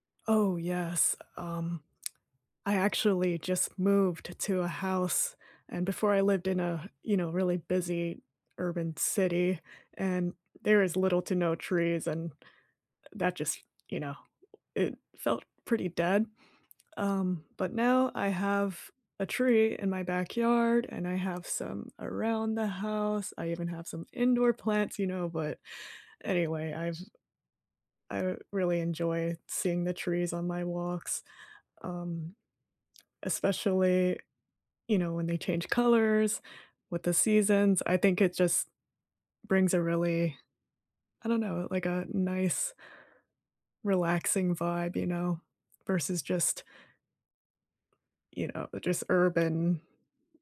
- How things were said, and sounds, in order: tapping
- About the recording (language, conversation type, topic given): English, unstructured, How does planting trees change a neighborhood?
- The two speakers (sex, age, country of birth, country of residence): female, 25-29, United States, United States; female, 60-64, United States, United States